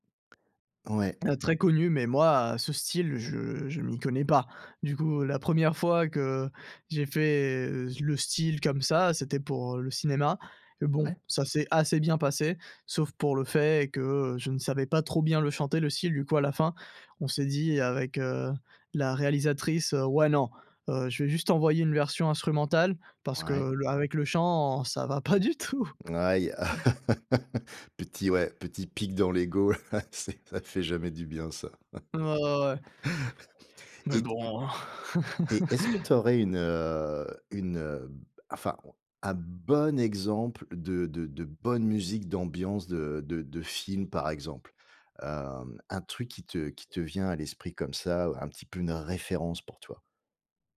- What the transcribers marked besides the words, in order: tapping; laughing while speaking: "ça va pas du tout !"; laugh; chuckle; chuckle; laughing while speaking: "c'est"; laugh; laugh; drawn out: "heu"; other noise
- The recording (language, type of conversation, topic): French, podcast, Quel rôle la musique joue-t-elle dans ton attention ?